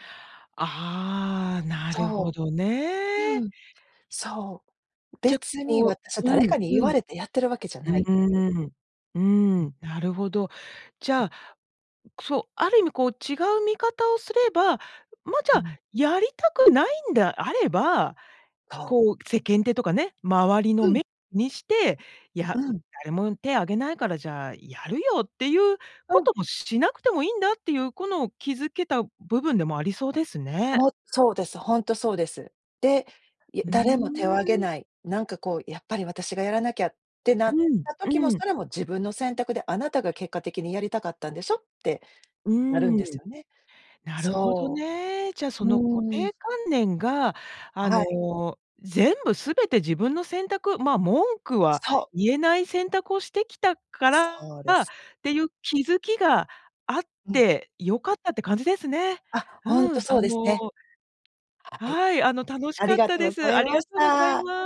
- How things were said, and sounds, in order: other background noise
- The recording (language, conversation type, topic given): Japanese, podcast, 自分の固定観念に気づくにはどうすればいい？